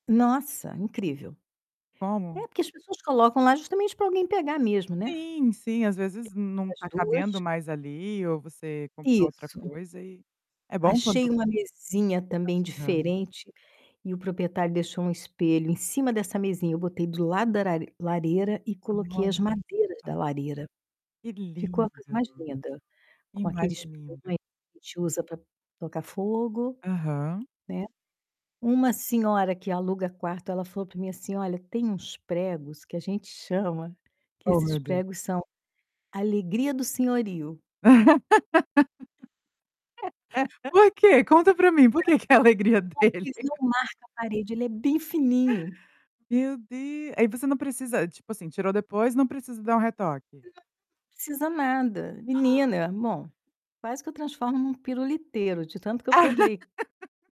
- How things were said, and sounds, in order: distorted speech; static; other background noise; tapping; laugh; laugh; laughing while speaking: "por que que é a alegria dele?"; unintelligible speech; laugh; gasp; laugh
- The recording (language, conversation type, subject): Portuguese, podcast, Como você pode personalizar um espaço alugado sem fazer reforma?